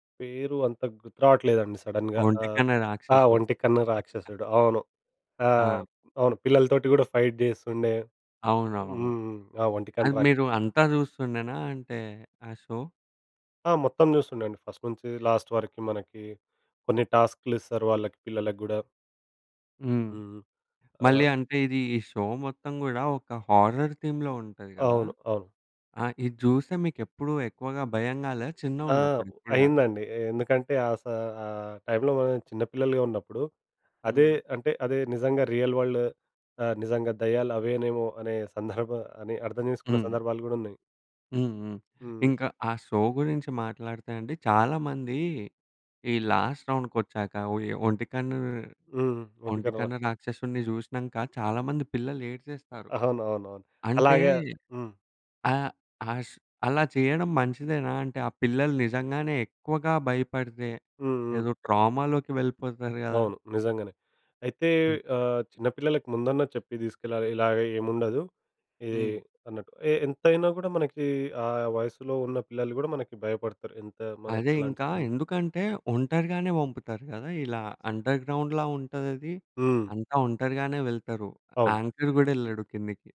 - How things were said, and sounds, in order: in English: "సడెన్‌గా"; other background noise; in English: "ఫైట్"; in English: "షో?"; in English: "షో?"; in English: "హారర్ థీమ్‌లో"; in English: "రియల్ వరల్డ్"; in English: "షో"; in English: "లాస్ట్ రౌండ్‌కి"; in English: "ట్రామా‌లోకి"; in English: "సడన్"; in English: "అండర్‌గ్రౌండ్‌లా"; in English: "యాంకర్"
- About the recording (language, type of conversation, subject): Telugu, podcast, చిన్నప్పుడు మీరు చూసిన కార్టూన్లు మీ ఆలోచనలను ఎలా మార్చాయి?